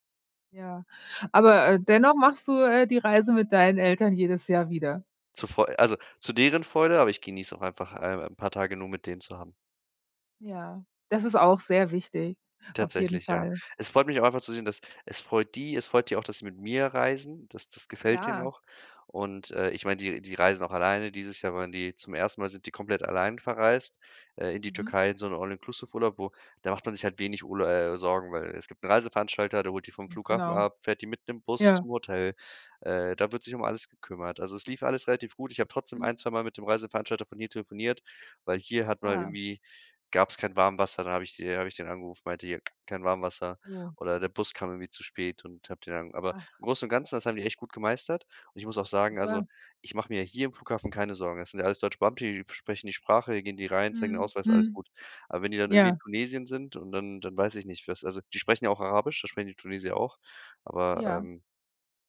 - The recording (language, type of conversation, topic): German, podcast, Was ist dein wichtigster Reisetipp, den jeder kennen sollte?
- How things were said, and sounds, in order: none